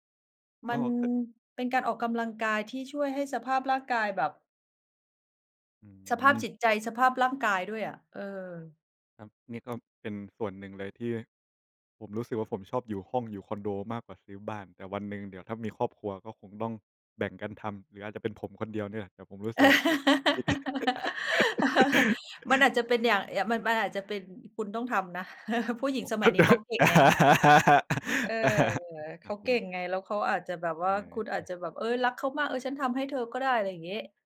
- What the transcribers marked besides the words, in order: laugh; laugh; chuckle; laughing while speaking: "เข้าใจ"; laugh; background speech
- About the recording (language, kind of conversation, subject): Thai, unstructured, การเล่นกีฬาเป็นงานอดิเรกช่วยให้สุขภาพดีขึ้นจริงไหม?